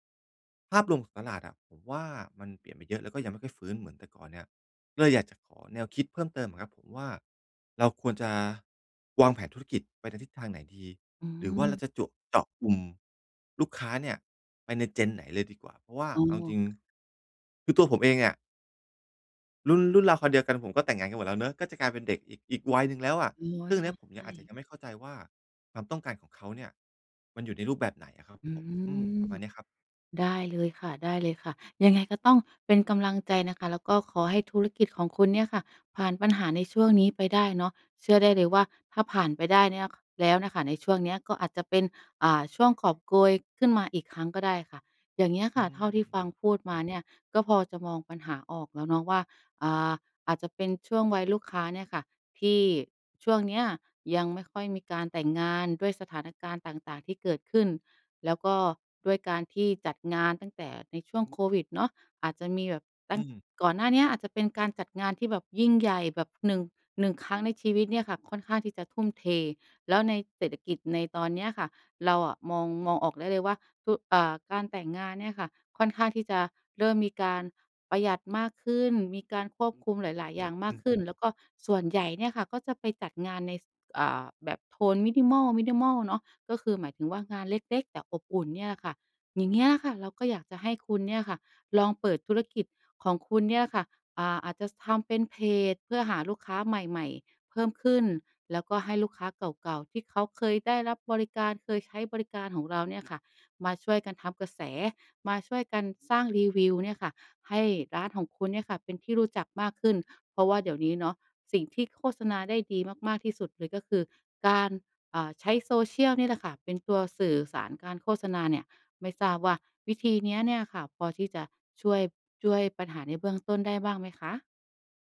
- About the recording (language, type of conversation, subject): Thai, advice, การหาลูกค้าและการเติบโตของธุรกิจ
- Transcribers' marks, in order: in English: "gen"; tapping; in English: "minimal minimal"